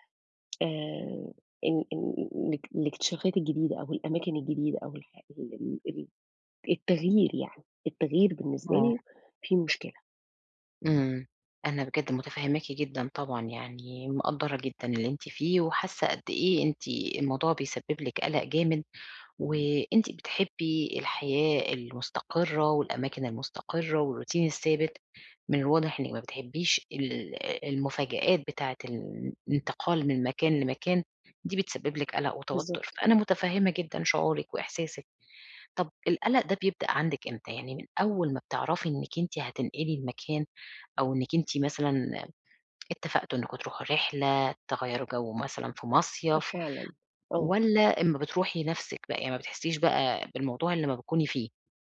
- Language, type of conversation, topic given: Arabic, advice, إزاي أتعامل مع قلقي لما بفكر أستكشف أماكن جديدة؟
- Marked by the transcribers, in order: tapping; in English: "والروتين"